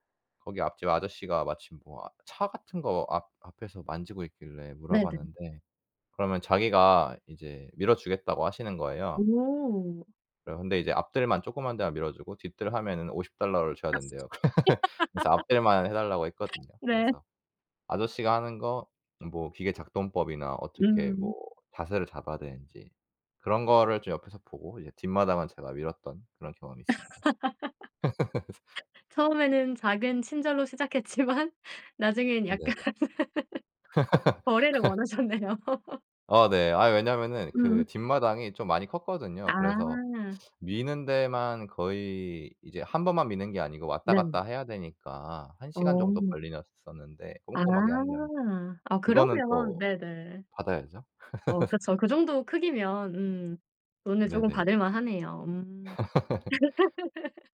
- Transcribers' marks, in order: unintelligible speech; laugh; laugh; laugh; laughing while speaking: "시작했지만"; laughing while speaking: "약간"; laugh; laughing while speaking: "원하셨네요"; laugh; laugh; laugh
- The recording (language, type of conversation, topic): Korean, podcast, 현지에서 도움을 받아 고마웠던 기억이 있나요?